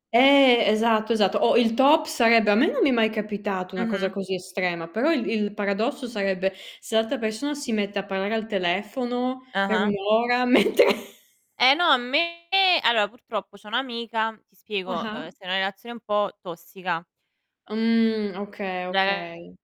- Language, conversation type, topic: Italian, unstructured, In che modo la tecnologia ti aiuta a restare in contatto con i tuoi amici?
- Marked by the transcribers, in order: laughing while speaking: "mentre"; distorted speech